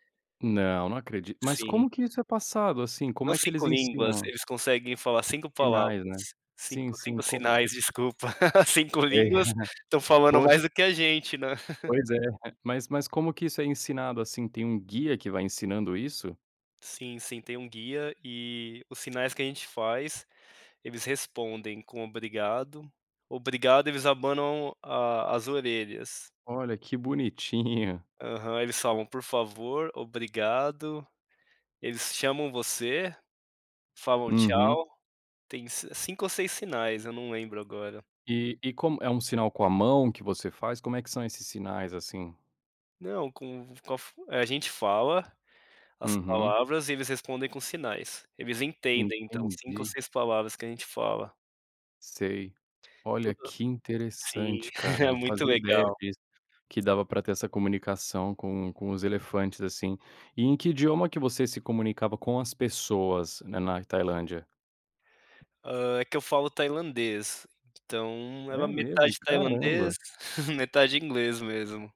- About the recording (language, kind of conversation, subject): Portuguese, podcast, Você pode me contar sobre uma viagem em meio à natureza que mudou a sua visão de mundo?
- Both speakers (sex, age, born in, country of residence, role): male, 30-34, Brazil, Spain, host; male, 35-39, Brazil, Canada, guest
- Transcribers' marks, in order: tapping; laugh; chuckle; chuckle; chuckle; other background noise; chuckle